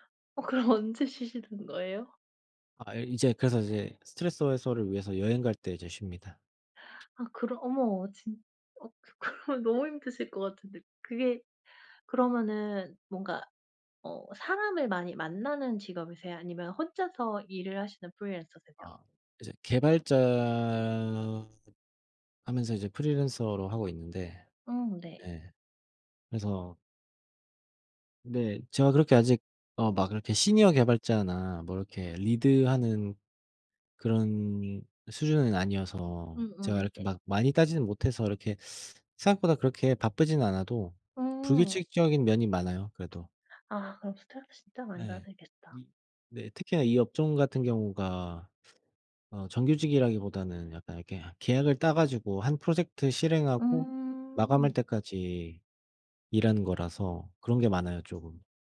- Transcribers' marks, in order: laughing while speaking: "어 그럼 언제 쉬시는 거에요?"; tapping; laughing while speaking: "그 그러면"; put-on voice: "프리랜서세요?"; other background noise; in English: "시니어"; in English: "리드하는"; teeth sucking; lip smack
- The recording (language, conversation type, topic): Korean, unstructured, 취미가 스트레스 해소에 어떻게 도움이 되나요?